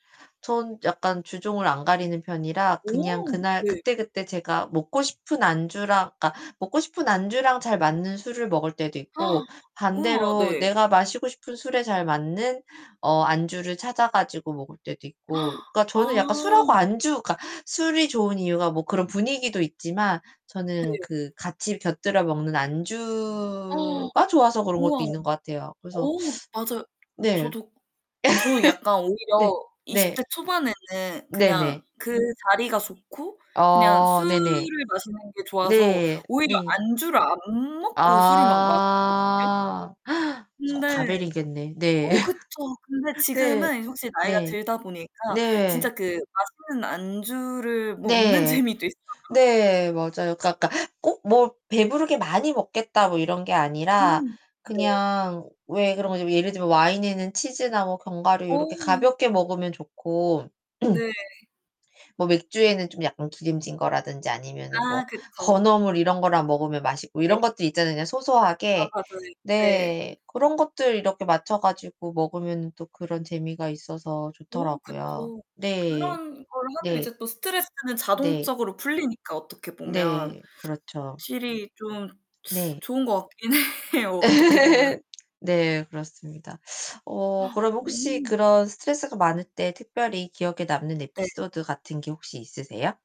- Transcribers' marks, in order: gasp; gasp; gasp; other background noise; background speech; laugh; tapping; drawn out: "아"; distorted speech; gasp; laugh; laughing while speaking: "재미도"; throat clearing; laughing while speaking: "해요"; laugh; gasp
- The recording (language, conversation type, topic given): Korean, unstructured, 스트레스를 풀 때 주로 무엇을 하나요?